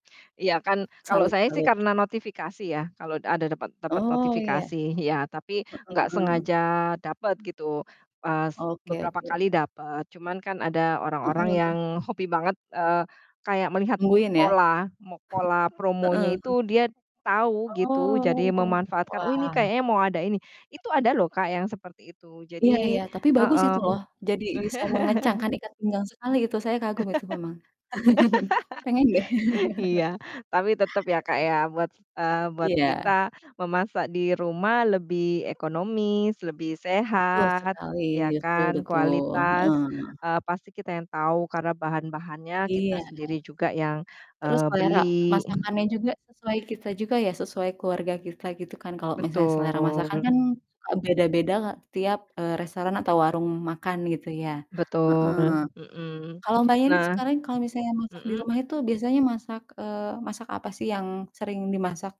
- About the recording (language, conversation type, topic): Indonesian, unstructured, Bagaimana Anda memutuskan antara memasak di rumah dan makan di luar?
- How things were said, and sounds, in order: chuckle; other background noise; drawn out: "Oh"; laugh; chuckle; tapping; distorted speech